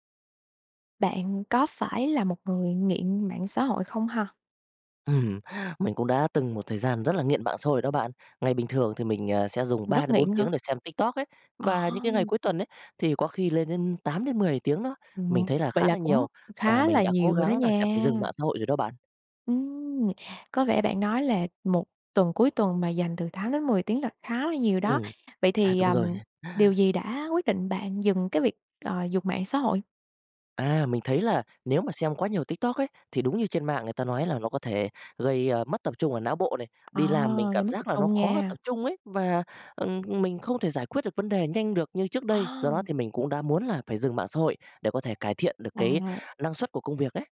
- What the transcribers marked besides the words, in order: none
- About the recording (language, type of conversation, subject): Vietnamese, podcast, Bạn đã bao giờ tạm ngừng dùng mạng xã hội một thời gian chưa, và bạn cảm thấy thế nào?